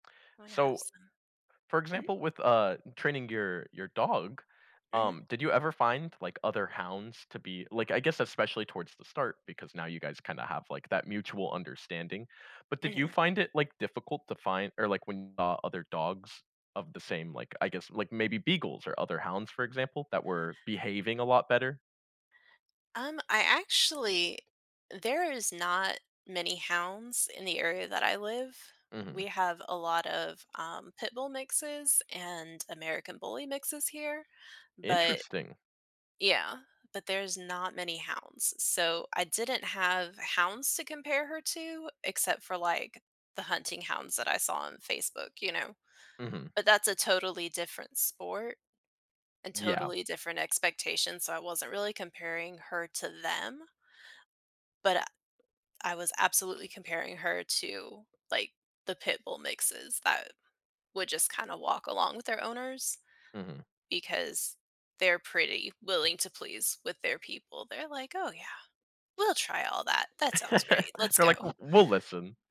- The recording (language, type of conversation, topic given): English, unstructured, How do you cope when you don’t succeed at something you’re passionate about?
- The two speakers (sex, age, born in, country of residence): female, 35-39, United States, United States; male, 20-24, United States, United States
- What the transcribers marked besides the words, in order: laugh